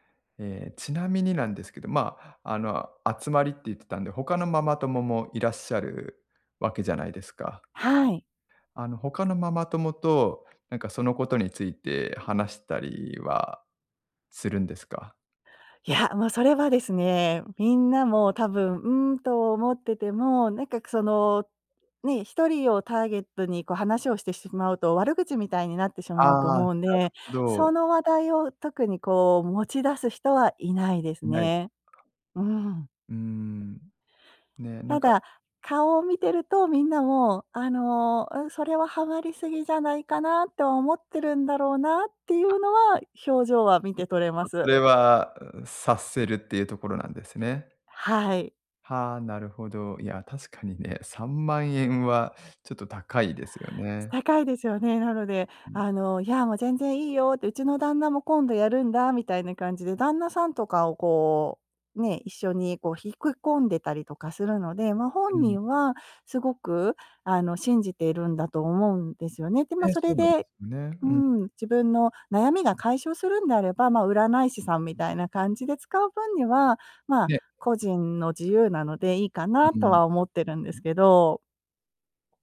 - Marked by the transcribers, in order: other background noise; other noise
- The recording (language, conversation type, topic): Japanese, advice, 友人の行動が個人的な境界を越えていると感じたとき、どうすればよいですか？